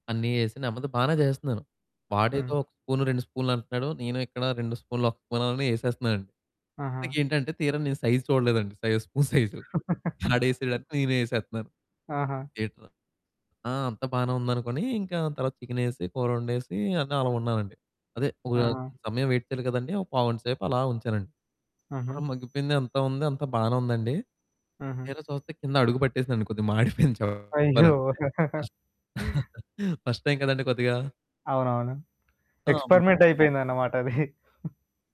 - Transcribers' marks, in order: static; chuckle; other background noise; in English: "సైజ్"; in English: "సైజ్, స్పూన్"; giggle; in English: "వెయిట్"; chuckle; distorted speech; laugh; in English: "ఫస్ట్ టైమ్"; in English: "ఎక్స్పెరిమెంట్"; unintelligible speech; chuckle
- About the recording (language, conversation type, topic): Telugu, podcast, మీ చిన్నప్పటి విందులు మీకు ఇప్పటికీ గుర్తున్నాయా?